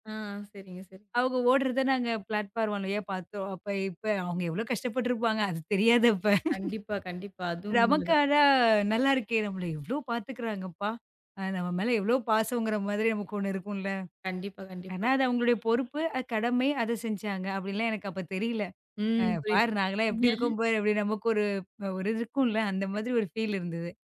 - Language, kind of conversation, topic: Tamil, podcast, ஒரு குழுவுடன் சென்ற பயணத்தில் உங்களுக்கு மிகவும் சுவாரஸ்யமாக இருந்த அனுபவம் என்ன?
- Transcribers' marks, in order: in English: "பிளாட்ஃபார்ம்"; laugh; chuckle; tapping; in English: "ஃபீல்"